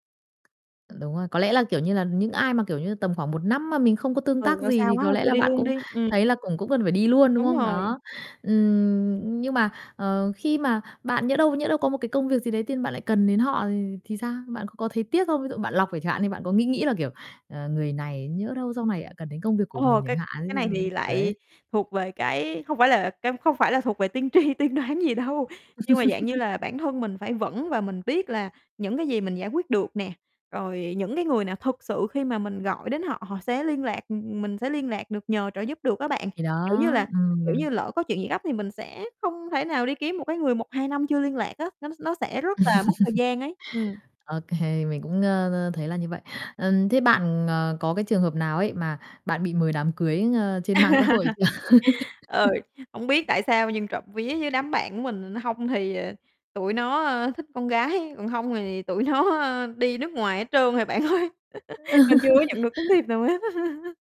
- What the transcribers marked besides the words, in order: tapping; distorted speech; unintelligible speech; laughing while speaking: "tri, tiên đoán gì đâu"; laugh; laugh; laughing while speaking: "kê"; laugh; laughing while speaking: "chưa?"; laugh; laughing while speaking: "gái"; laughing while speaking: "tụi nó, a"; laughing while speaking: "bạn ơi"; chuckle; laugh; laughing while speaking: "thiệp nào hết á"; laugh
- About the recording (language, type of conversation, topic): Vietnamese, podcast, Bạn nghĩ mạng xã hội nhìn chung đang giúp hay làm hại các mối quan hệ xã hội?